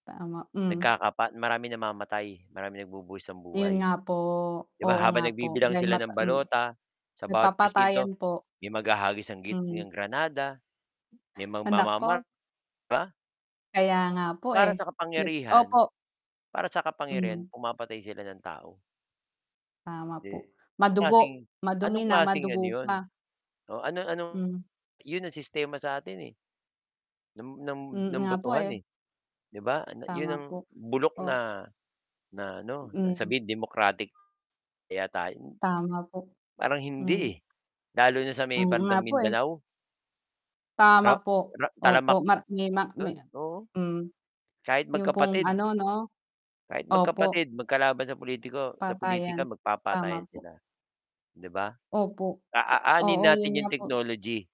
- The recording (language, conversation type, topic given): Filipino, unstructured, Ano ang pananaw mo tungkol sa sistema ng pagboto sa ating bansa?
- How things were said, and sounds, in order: distorted speech; static; tapping; other background noise